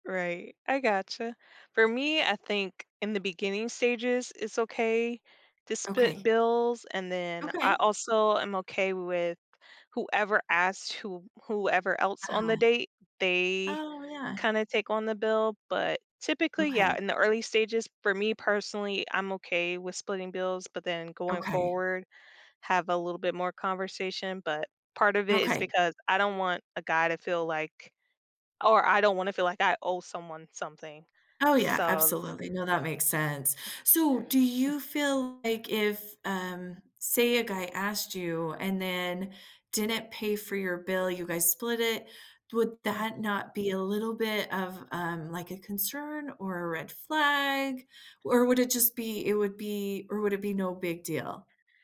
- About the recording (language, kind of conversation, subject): English, unstructured, How do people decide what is fair when sharing expenses on a date?
- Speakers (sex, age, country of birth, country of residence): female, 35-39, United States, United States; female, 45-49, United States, United States
- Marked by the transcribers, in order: none